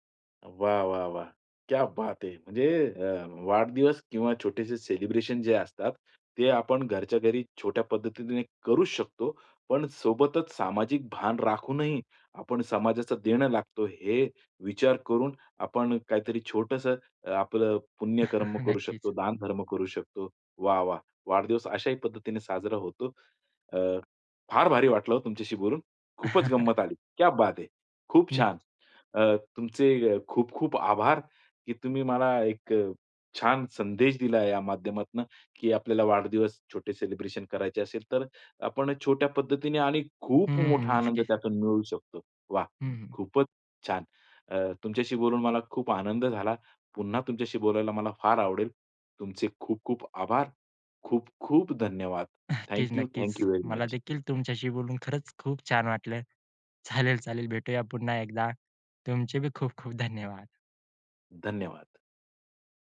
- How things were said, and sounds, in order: in Hindi: "क्या बात है"; chuckle; anticipating: "फार भारी वाटलं हो, तुमच्याशी … है. खूप छान"; chuckle; in Hindi: "क्या बात है"; stressed: "खूप"; other noise; chuckle; in English: "थँक यू व्हेरी मच"; laughing while speaking: "चालेल"
- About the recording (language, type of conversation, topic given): Marathi, podcast, वाढदिवस किंवा छोटसं घरगुती सेलिब्रेशन घरी कसं करावं?